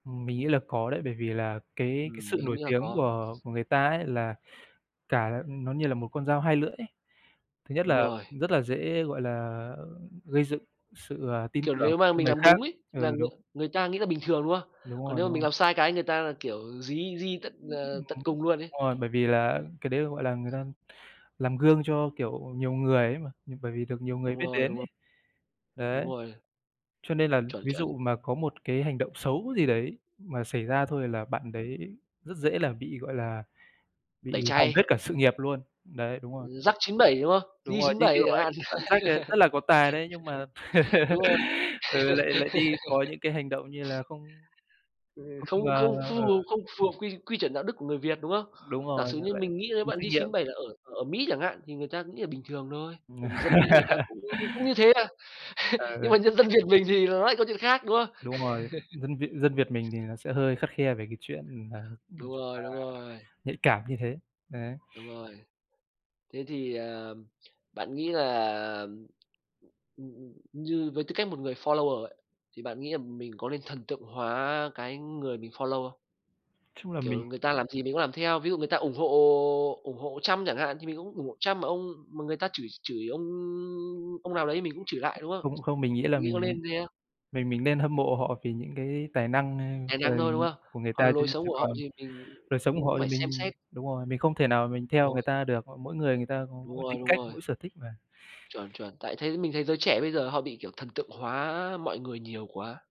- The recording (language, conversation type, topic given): Vietnamese, unstructured, Bạn nghĩ sao về việc các nghệ sĩ nổi tiếng bị cáo buộc có hành vi sai trái?
- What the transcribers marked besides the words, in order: tapping; other background noise; unintelligible speech; laugh; laugh; chuckle; chuckle; in English: "follower"; in English: "follow"; drawn out: "ông"; unintelligible speech